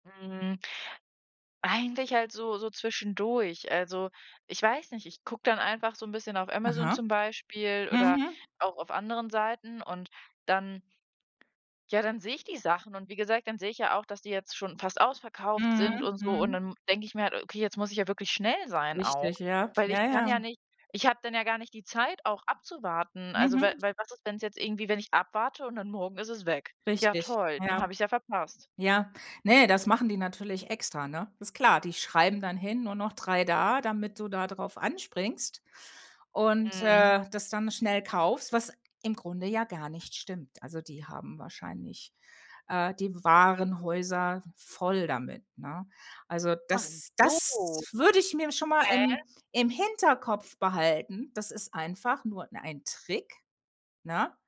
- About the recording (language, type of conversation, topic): German, advice, Wie sprengen Impulskäufe und Online-Shopping dein Budget?
- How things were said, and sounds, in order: other background noise; stressed: "schnell"; drawn out: "so"; stressed: "das"